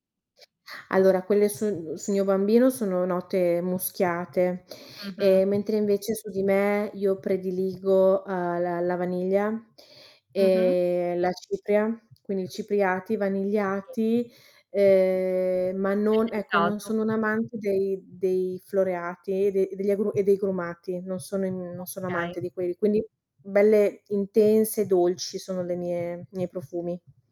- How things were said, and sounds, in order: other background noise; drawn out: "e"; distorted speech; drawn out: "ehm"; unintelligible speech; "agrumati" said as "grumati"
- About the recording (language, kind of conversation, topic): Italian, podcast, Che cosa ti fa sentire più sicuro quando ti vesti?